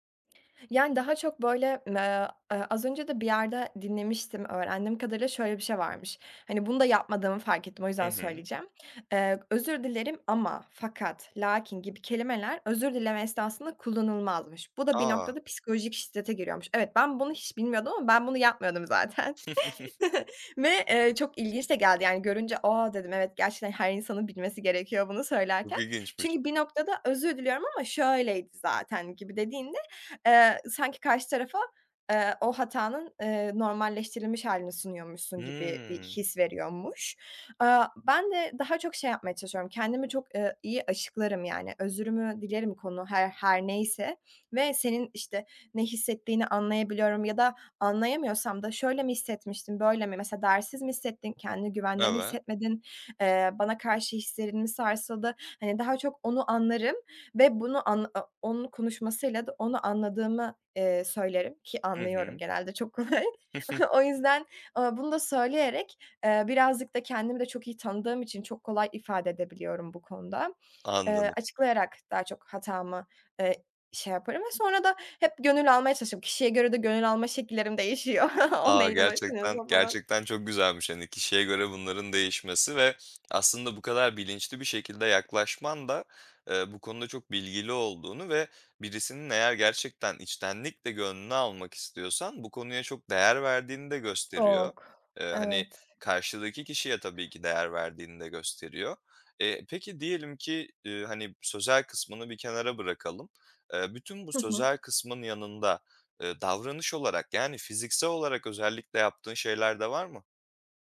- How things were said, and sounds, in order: other background noise; chuckle; laughing while speaking: "zaten"; chuckle; tapping; sniff; laughing while speaking: "kolay. O"; chuckle; laughing while speaking: "değişiyor. O neyden hoşlanıyorsa falan"; sniff
- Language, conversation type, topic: Turkish, podcast, Birine içtenlikle nasıl özür dilersin?